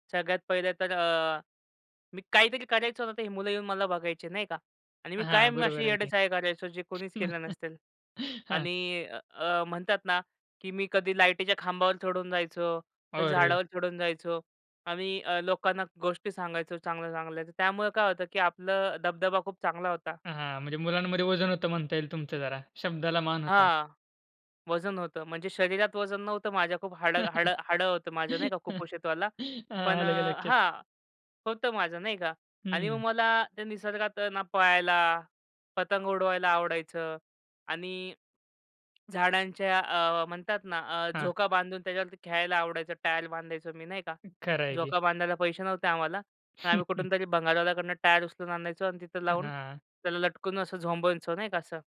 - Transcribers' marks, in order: other noise; chuckle; tapping; chuckle; laughing while speaking: "हां, आलं का लक्षात?"; chuckle
- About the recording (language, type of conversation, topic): Marathi, podcast, तुम्ही लहानपणी घराबाहेर निसर्गात कोणते खेळ खेळायचात?